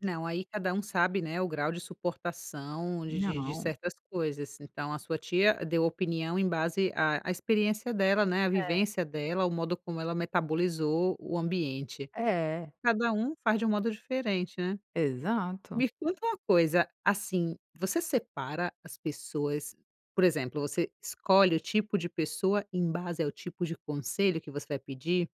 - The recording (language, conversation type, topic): Portuguese, podcast, Como posso equilibrar a opinião dos outros com a minha intuição?
- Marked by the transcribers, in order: other background noise